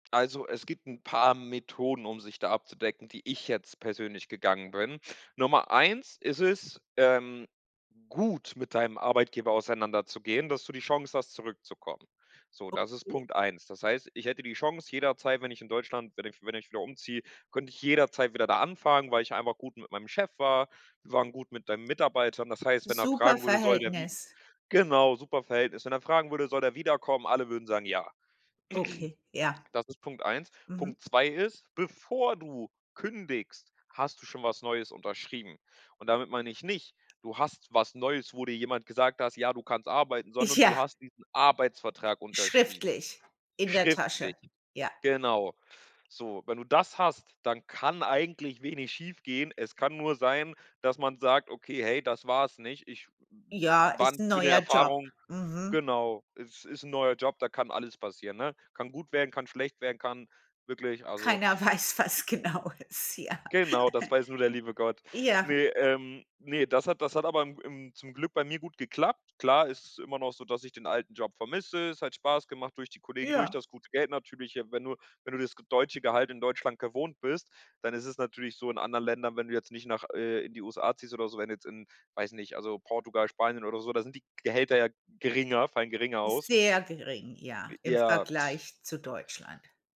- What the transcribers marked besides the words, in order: stressed: "ich"; stressed: "gut"; throat clearing; stressed: "bevor"; other background noise; stressed: "nicht"; laughing while speaking: "Ja"; stressed: "Arbeitsvertrag"; stressed: "das"; other noise; laughing while speaking: "Keiner weiß, was genau ist. Ja"; giggle
- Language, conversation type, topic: German, podcast, Wie merkst du, dass es Zeit für einen Jobwechsel ist?